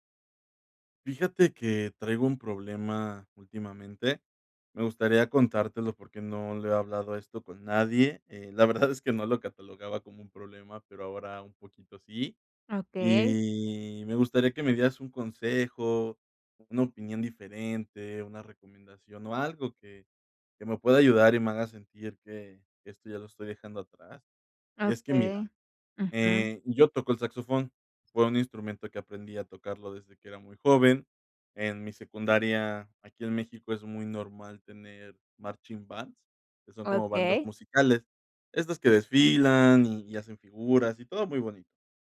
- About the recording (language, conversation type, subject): Spanish, advice, ¿Cómo puedo disfrutar de la música cuando mi mente divaga?
- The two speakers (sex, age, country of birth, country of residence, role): female, 25-29, Mexico, Mexico, advisor; male, 30-34, Mexico, Mexico, user
- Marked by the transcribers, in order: laughing while speaking: "la verdad"; in English: "marching bands"